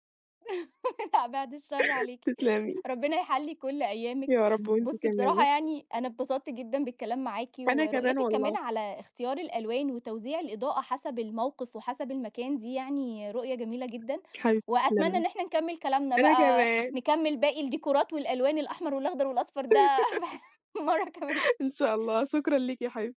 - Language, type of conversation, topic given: Arabic, podcast, بتحبي الإضاءة تبقى عاملة إزاي في البيت؟
- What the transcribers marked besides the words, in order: laugh; tapping; laugh; laughing while speaking: "مرة كمان"; laugh